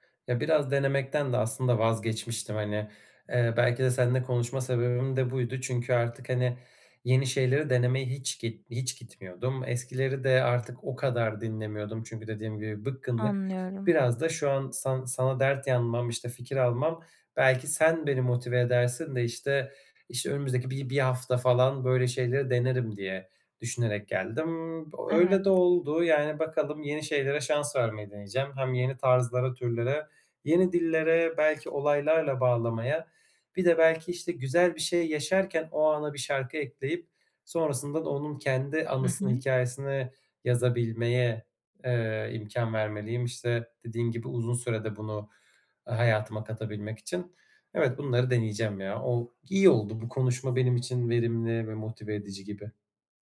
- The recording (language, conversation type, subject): Turkish, advice, Eskisi gibi film veya müzikten neden keyif alamıyorum?
- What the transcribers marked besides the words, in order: tapping